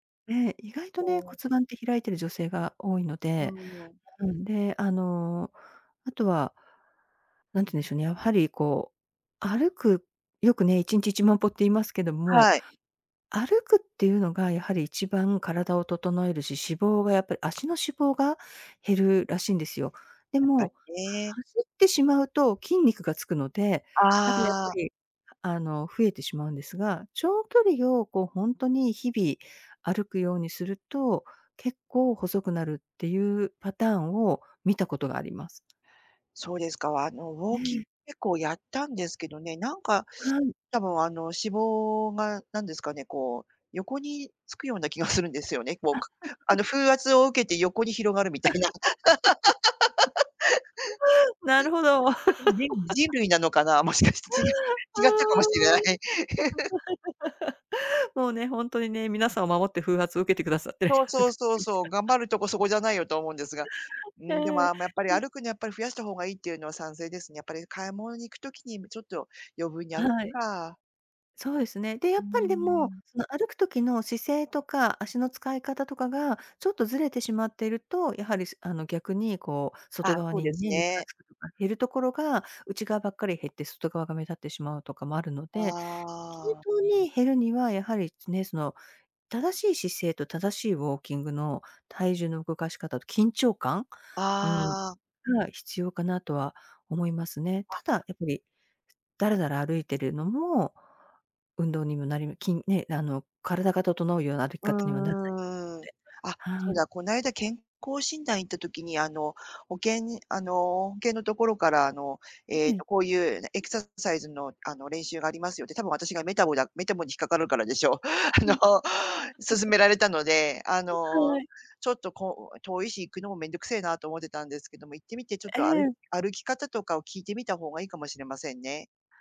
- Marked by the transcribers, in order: other background noise; laugh; other noise; laugh; laughing while speaking: "みたいな"; laugh; laugh; laugh; laughing while speaking: "受けてくださってるような感です"; laugh; laughing while speaking: "あの"; laugh
- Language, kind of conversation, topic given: Japanese, advice, 運動しているのに体重や見た目に変化が出ないのはなぜですか？